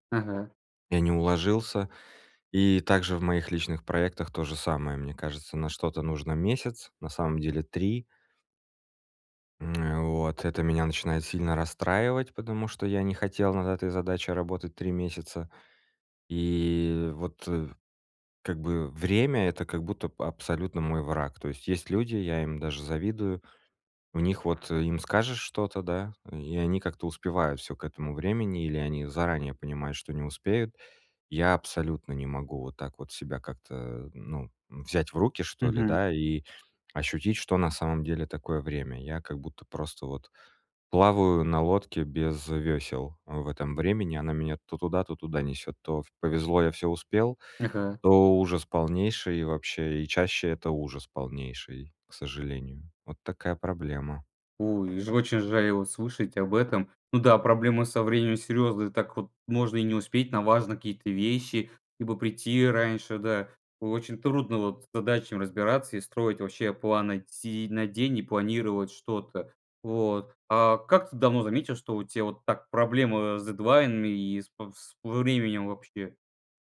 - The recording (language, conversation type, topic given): Russian, advice, Как перестать срывать сроки из-за плохого планирования?
- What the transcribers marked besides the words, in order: other background noise; tapping; "какие-то" said as "ки-то"